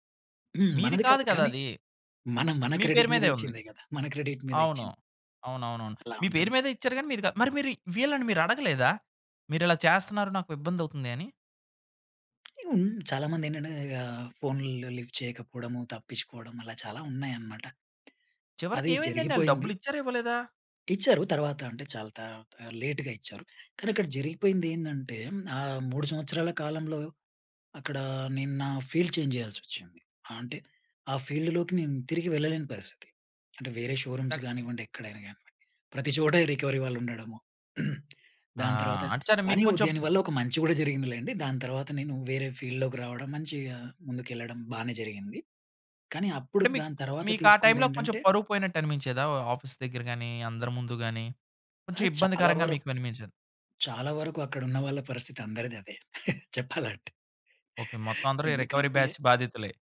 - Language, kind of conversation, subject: Telugu, podcast, విఫలమైన తర్వాత మీరు తీసుకున్న మొదటి చర్య ఏమిటి?
- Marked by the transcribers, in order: in English: "క్రెడిట్"; in English: "క్రెడిట్"; other background noise; in English: "లిఫ్ట్"; tapping; in English: "లేట్‌గా"; in English: "ఫీల్డ్ చేంజ్"; in English: "ఫీల్డ్‌లోకి"; in English: "షోరూమ్స్"; other noise; in English: "రికవరీ"; throat clearing; "సరే" said as "చరే"; in English: "ఫీల్డ్‌లోకి"; in English: "టైంలో"; in English: "ఆఫీస్"; laughing while speaking: "చెప్పాలంటే. ఎందుకంటే"; in English: "రికవరీ బ్యాచ్"